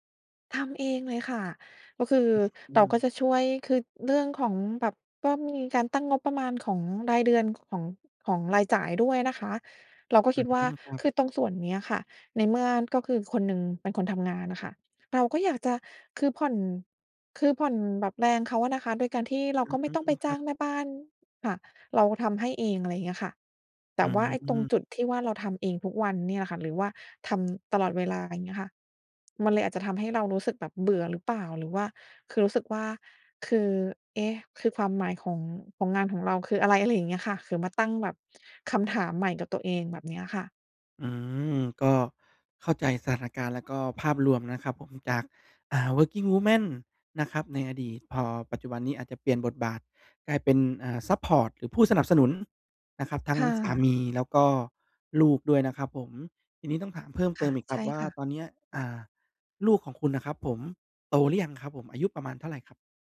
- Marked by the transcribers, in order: "คือ" said as "ขือ"; in English: "Working Woman"
- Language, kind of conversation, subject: Thai, advice, จะทำอย่างไรให้มีแรงจูงใจและความหมายในงานประจำวันที่ซ้ำซากกลับมาอีกครั้ง?